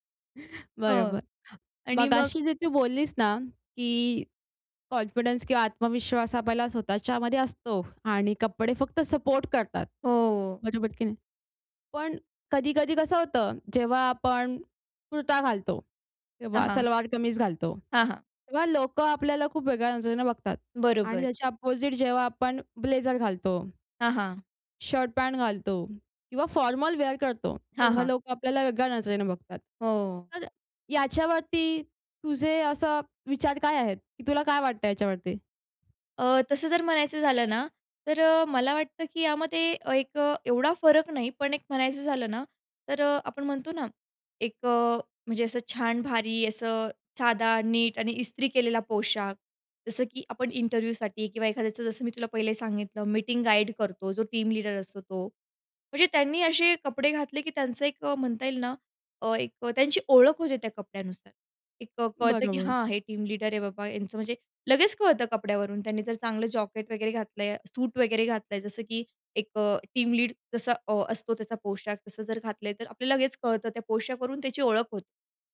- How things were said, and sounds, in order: other background noise; tapping; in English: "कॉन्फिडन्स"; in English: "सपोर्ट"; in English: "अपोझिट"; in English: "ब्लेझर"; in English: "फॉर्मल वेअर"; in English: "इंटरव्ह्यूसाठी"; in English: "टीम"; in English: "टीम"; in English: "टीम"
- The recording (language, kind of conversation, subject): Marathi, podcast, कुठले पोशाख तुम्हाला आत्मविश्वास देतात?